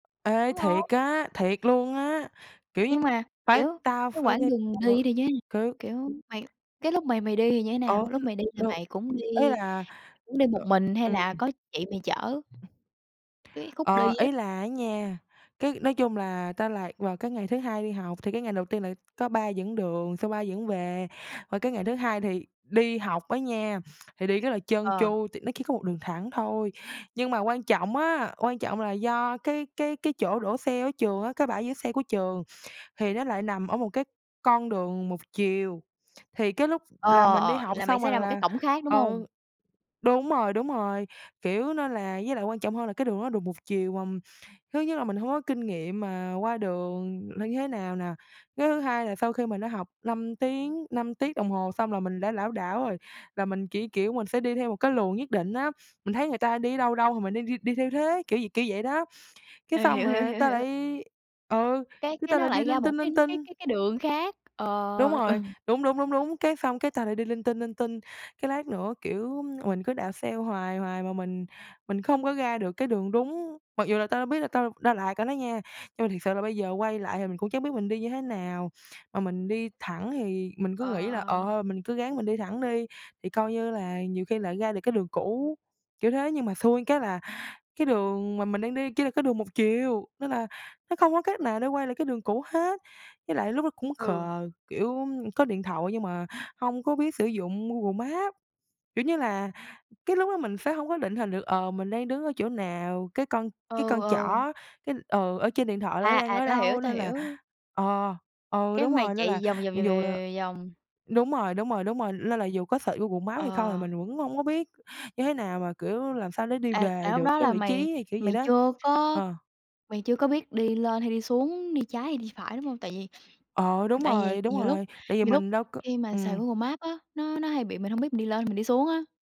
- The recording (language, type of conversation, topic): Vietnamese, podcast, Bạn từng bị lạc đường ở đâu, và bạn có thể kể lại chuyện đó không?
- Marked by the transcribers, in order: other background noise; tapping; unintelligible speech; unintelligible speech; laughing while speaking: "ừm"; in English: "search"